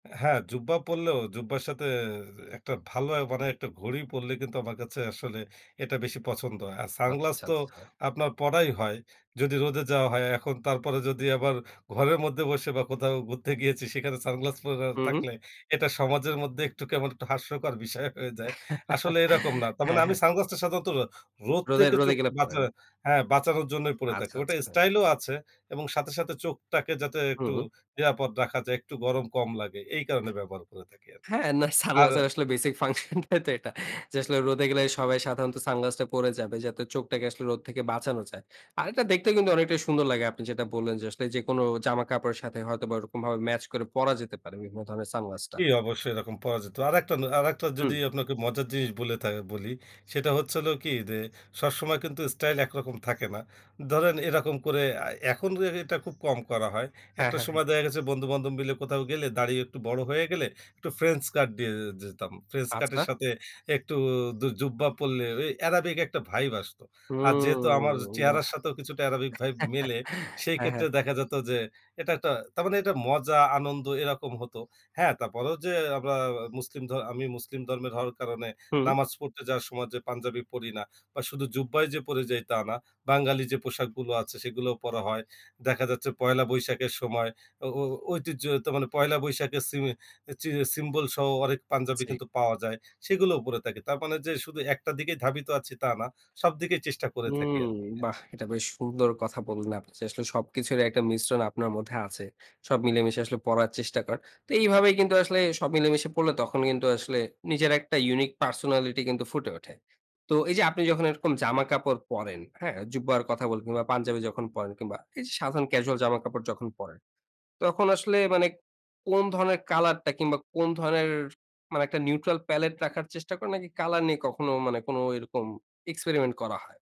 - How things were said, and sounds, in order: laughing while speaking: "বিষয়"; chuckle; tapping; laughing while speaking: "সানগ্লাসের আসলে বেসিক ফাংশনটাই তো এটা"; fan; bird; drawn out: "হুম"; chuckle; "সিমে" said as "থিমে"; drawn out: "উম"
- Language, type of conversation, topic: Bengali, podcast, তুমি নিজের স্টাইল কীভাবে গড়ে তোলো?